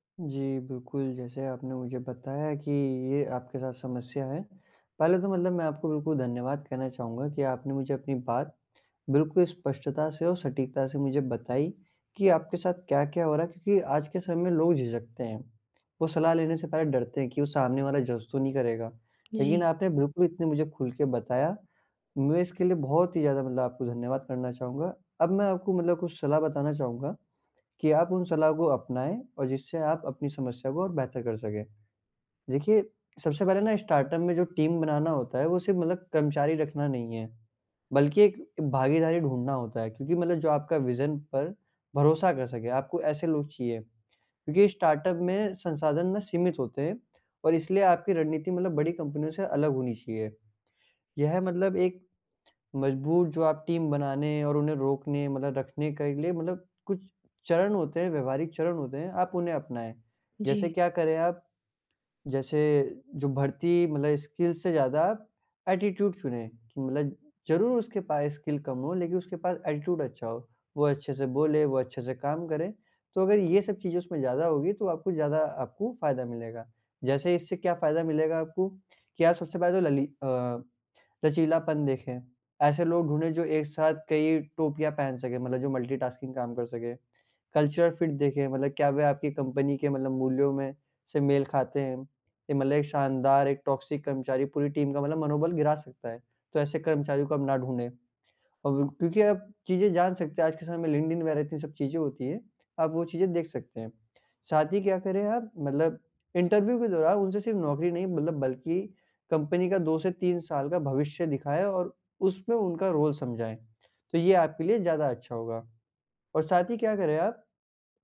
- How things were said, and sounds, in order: in English: "जज़"; tapping; in English: "स्टार्टअप"; in English: "टीम"; in English: "विजन"; in English: "स्टार्टअप"; in English: "टीम"; in English: "स्किल्स"; in English: "एटीट्यूड"; in English: "स्किल"; in English: "एटीट्यूड"; in English: "मल्टीटास्किंग"; in English: "कल्चरल फिट"; in English: "टॉक्सिक"; in English: "टीम"; in English: "इंटरव्यू"; in English: "रोल"
- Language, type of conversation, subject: Hindi, advice, स्टार्टअप में मजबूत टीम कैसे बनाऊँ और कर्मचारियों को लंबे समय तक कैसे बनाए रखूँ?